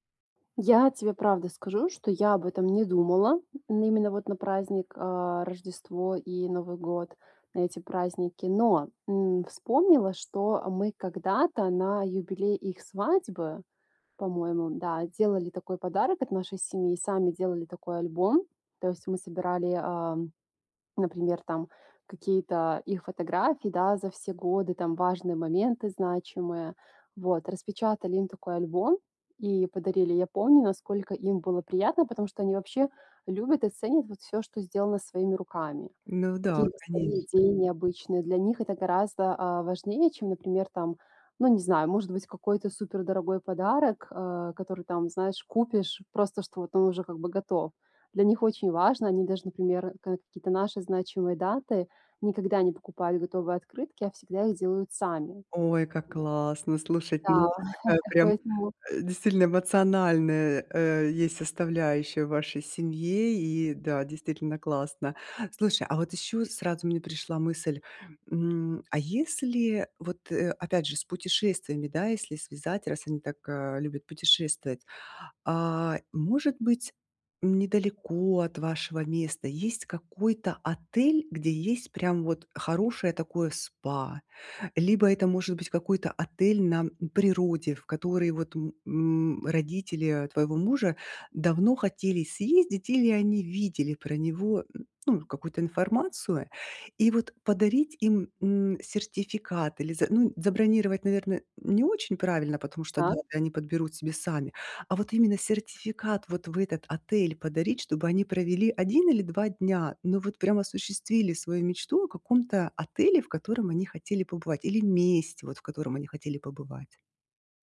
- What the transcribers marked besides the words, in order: tapping; other background noise; other noise; drawn out: "Да"; chuckle
- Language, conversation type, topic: Russian, advice, Как выбрать подарок близкому человеку и не бояться, что он не понравится?